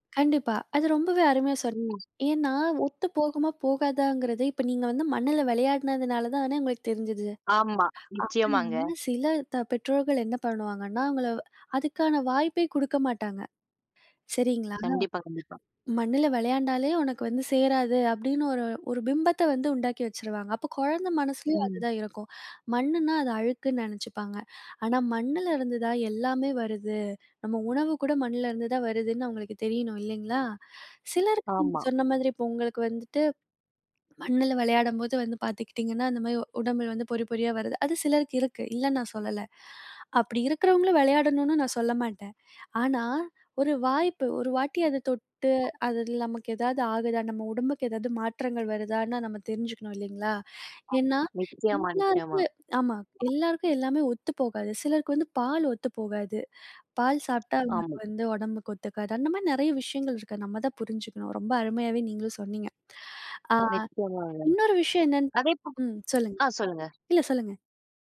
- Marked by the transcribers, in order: other background noise; other noise; tapping; swallow
- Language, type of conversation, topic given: Tamil, podcast, பிள்ளைகளை இயற்கையுடன் இணைக்க நீங்கள் என்ன பரிந்துரைகள் கூறுவீர்கள்?